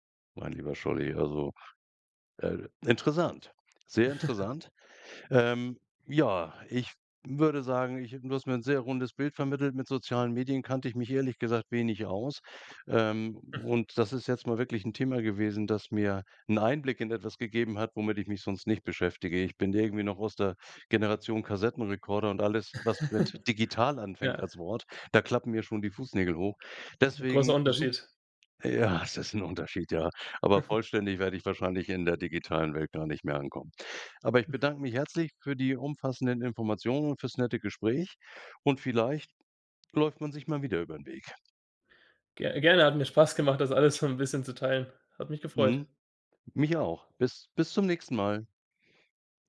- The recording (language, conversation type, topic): German, podcast, Wie verändern soziale Medien die Art, wie Geschichten erzählt werden?
- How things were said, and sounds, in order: laugh; laugh; stressed: "digital"; unintelligible speech; laugh